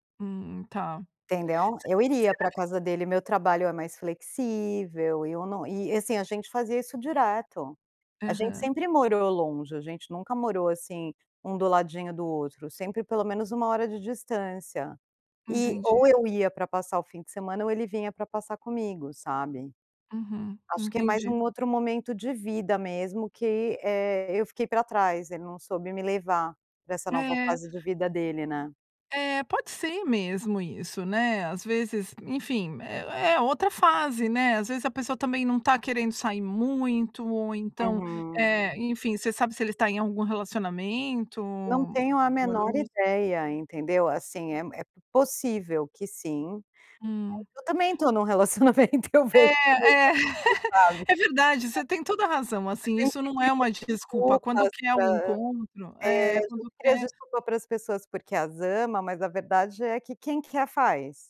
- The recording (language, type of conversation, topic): Portuguese, advice, Como posso manter contato com alguém sem parecer insistente ou invasivo?
- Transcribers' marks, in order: other background noise; laughing while speaking: "relacionamento"; chuckle; unintelligible speech; unintelligible speech